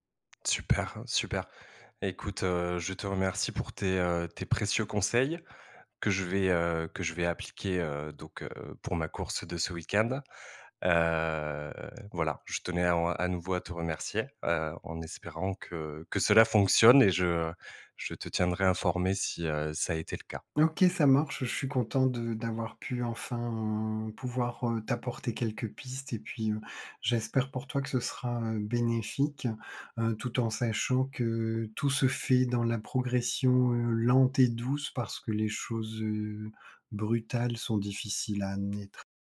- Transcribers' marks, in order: none
- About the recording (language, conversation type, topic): French, advice, Comment décririez-vous votre anxiété avant une course ou un événement sportif ?